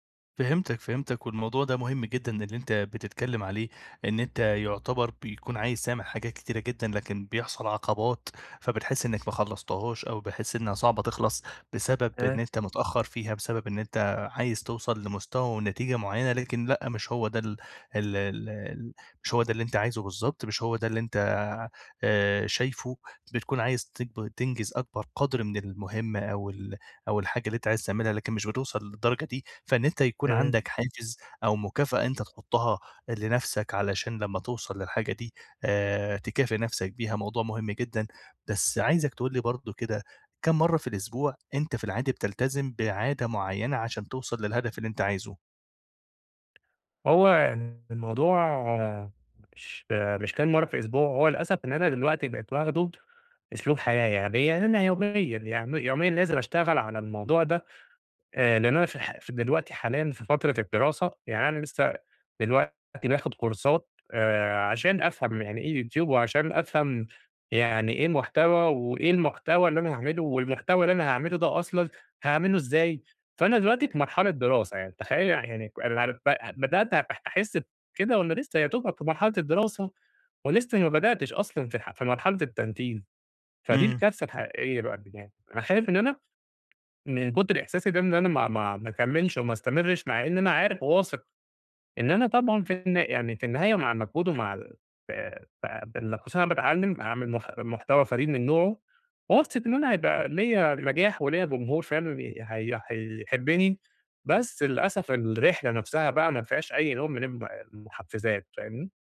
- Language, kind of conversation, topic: Arabic, advice, إزاي أختار مكافآت بسيطة وفعّالة تخلّيني أكمّل على عاداتي اليومية الجديدة؟
- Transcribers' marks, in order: tapping; unintelligible speech; unintelligible speech